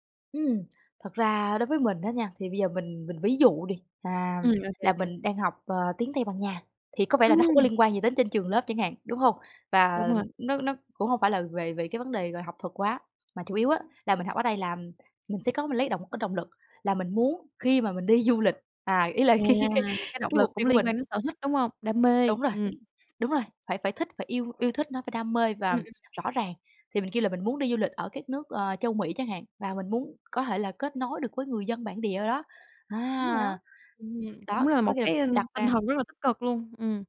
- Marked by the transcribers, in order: other background noise; tapping; laughing while speaking: "du lịch"; background speech; laughing while speaking: "cái cái"
- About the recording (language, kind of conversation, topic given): Vietnamese, podcast, Theo bạn, làm thế nào để giữ lửa học suốt đời?